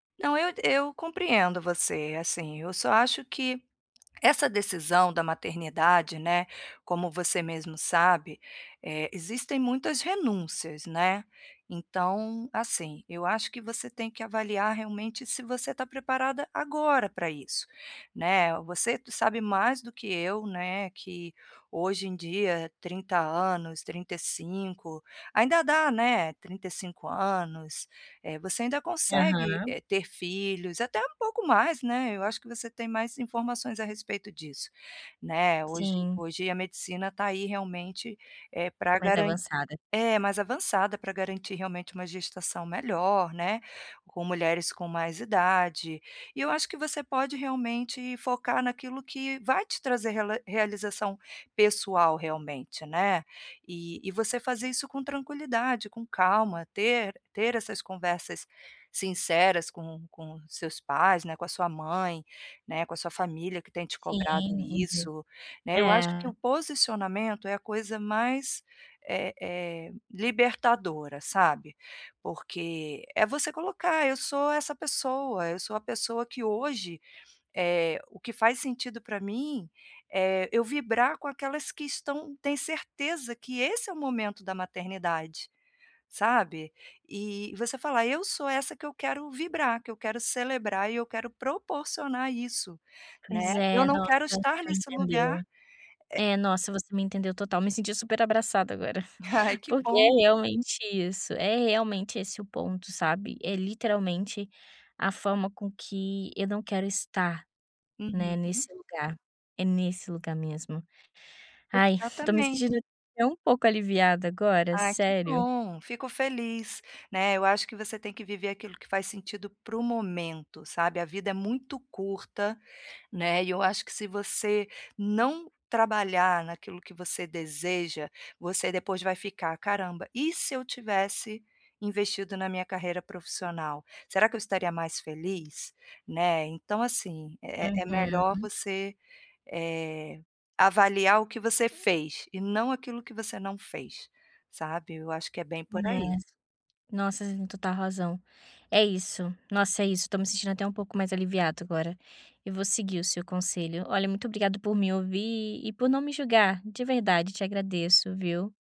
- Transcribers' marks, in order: chuckle
- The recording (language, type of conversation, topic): Portuguese, advice, Como posso equilibrar a minha ambição com o sentido pessoal na minha carreira?